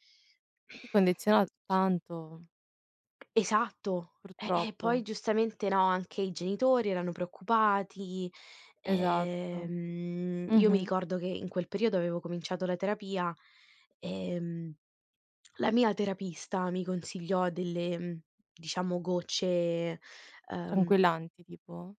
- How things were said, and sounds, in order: other background noise; tapping; drawn out: "ehm"; drawn out: "gocce"
- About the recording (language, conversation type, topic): Italian, unstructured, Come affronti i momenti di ansia o preoccupazione?